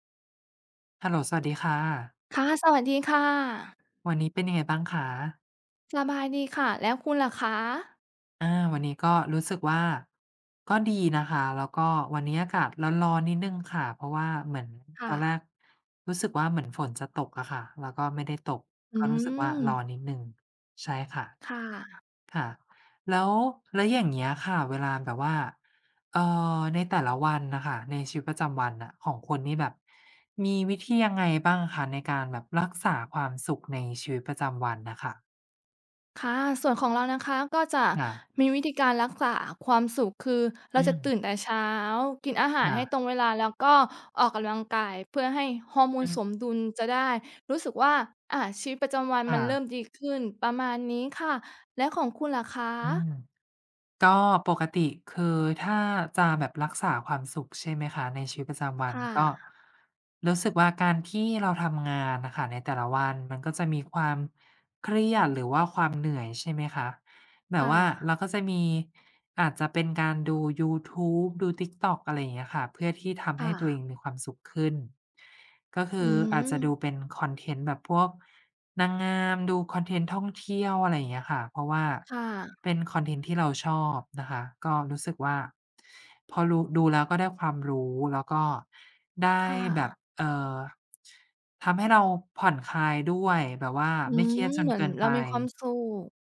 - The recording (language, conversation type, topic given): Thai, unstructured, คุณมีวิธีอย่างไรในการรักษาความสุขในชีวิตประจำวัน?
- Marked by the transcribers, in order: none